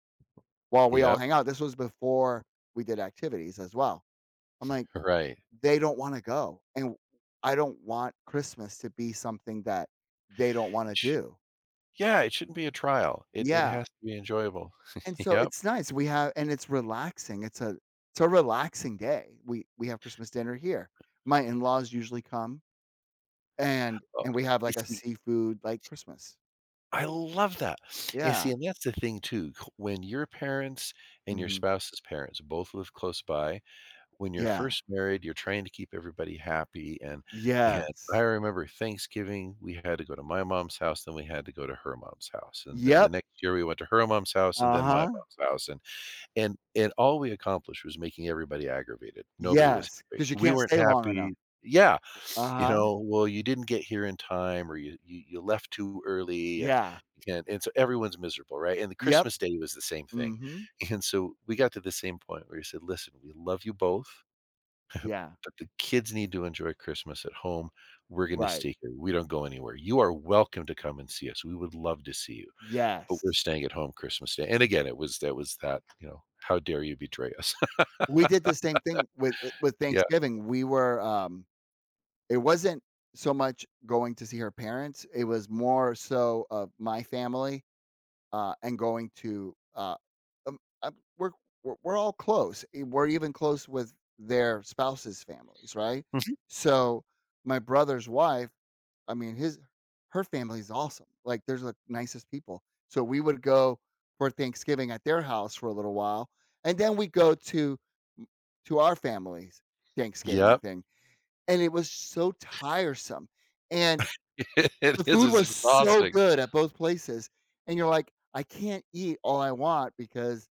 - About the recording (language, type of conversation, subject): English, unstructured, How have your family's holiday traditions changed over the years?
- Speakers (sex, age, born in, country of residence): male, 55-59, Puerto Rico, United States; male, 55-59, United States, United States
- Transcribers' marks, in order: tapping; other background noise; chuckle; chuckle; chuckle; laughing while speaking: "And"; chuckle; laugh; laugh; laughing while speaking: "It is"